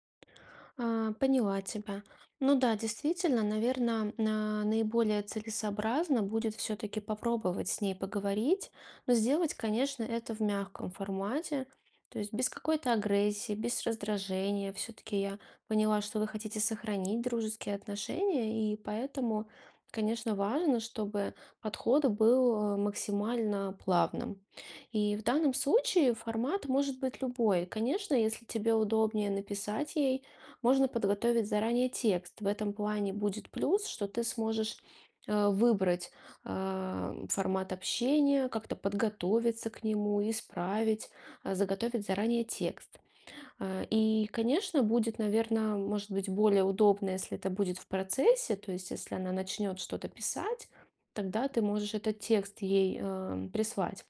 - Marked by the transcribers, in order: tapping
- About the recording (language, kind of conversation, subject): Russian, advice, Как мне правильно дистанцироваться от токсичного друга?